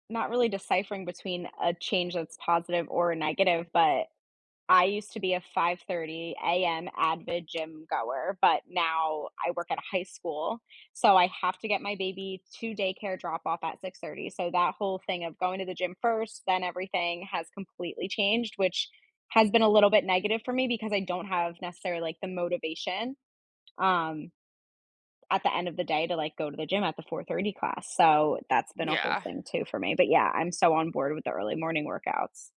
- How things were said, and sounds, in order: other background noise
- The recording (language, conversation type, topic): English, unstructured, How can small adjustments in daily routines lead to meaningful improvements?
- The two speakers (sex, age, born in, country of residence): female, 30-34, United States, United States; female, 30-34, United States, United States